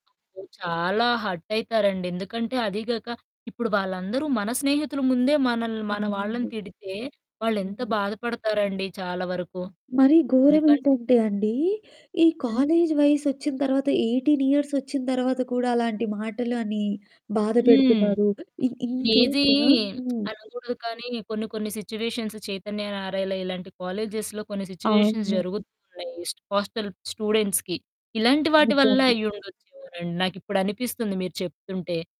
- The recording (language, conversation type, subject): Telugu, podcast, సరైన మార్గదర్శకుడిని గుర్తించడానికి మీరు ఏ అంశాలను పరిగణలోకి తీసుకుంటారు?
- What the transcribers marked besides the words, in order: other background noise; in English: "హర్ట్"; mechanical hum; static; in English: "ఎయిటీన్ ఇయర్స్"; in English: "లేజీ"; lip smack; distorted speech; in English: "సిట్యుయేషన్స్"; in English: "కాలేజెస్‌లో"; in English: "సిట్యుయేషన్స్"; in English: "హోస్టల్ స్టూడెంట్స్‌కి"